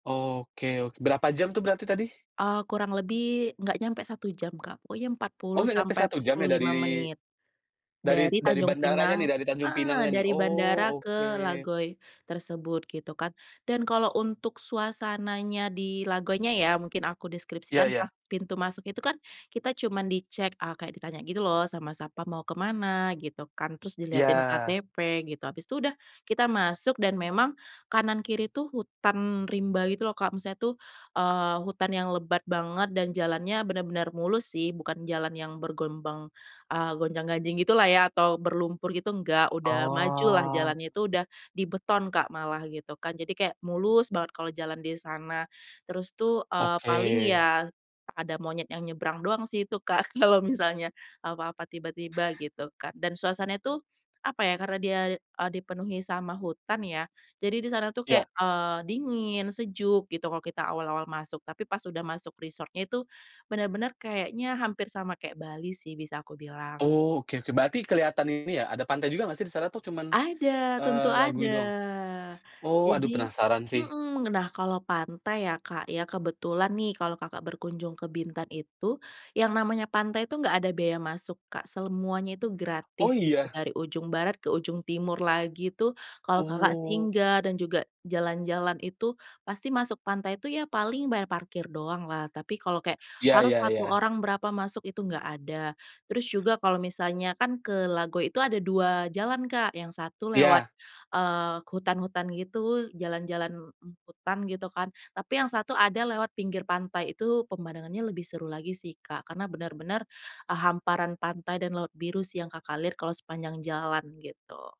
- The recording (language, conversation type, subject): Indonesian, podcast, Apakah ada tempat tersembunyi di kotamu yang kamu rekomendasikan?
- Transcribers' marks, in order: tapping; drawn out: "Oh"; laughing while speaking: "kalau misalnya"; other background noise; "Semuanya" said as "selemuanya"; drawn out: "Oh"